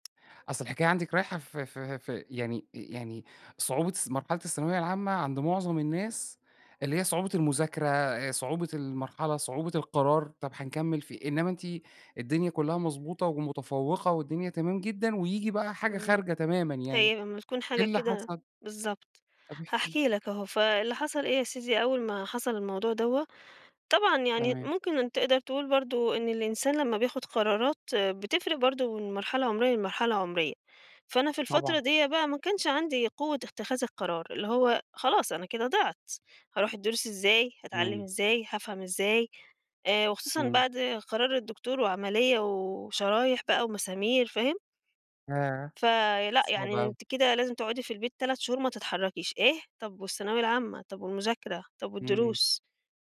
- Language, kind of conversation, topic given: Arabic, podcast, مين ساعدك وقت ما كنت تايه/ة، وحصل ده إزاي؟
- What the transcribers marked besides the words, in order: tapping